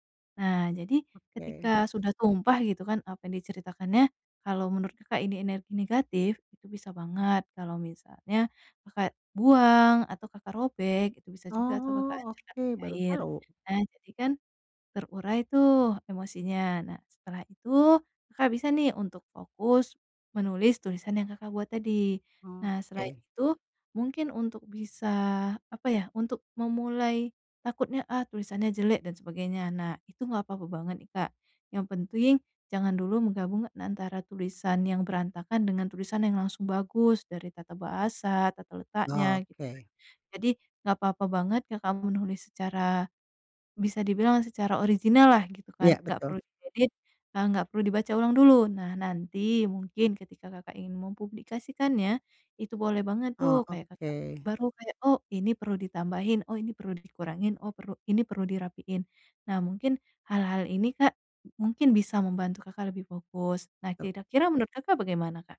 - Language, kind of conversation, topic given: Indonesian, advice, Mengurangi kekacauan untuk fokus berkarya
- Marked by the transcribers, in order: none